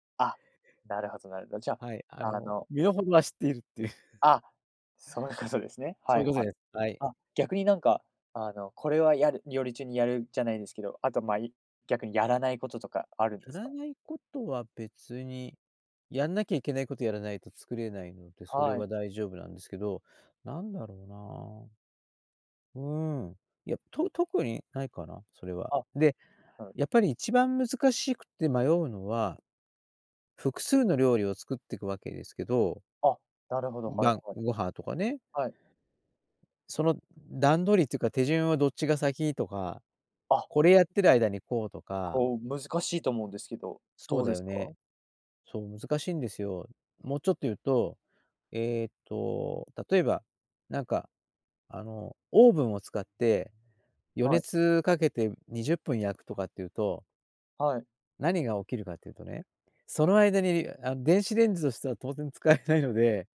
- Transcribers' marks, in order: laughing while speaking: "いう"; laughing while speaking: "そういうことですね"; "レンジ" said as "れんず"; laughing while speaking: "使えない"
- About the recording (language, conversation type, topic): Japanese, podcast, 料理を作るときに、何か決まった習慣はありますか？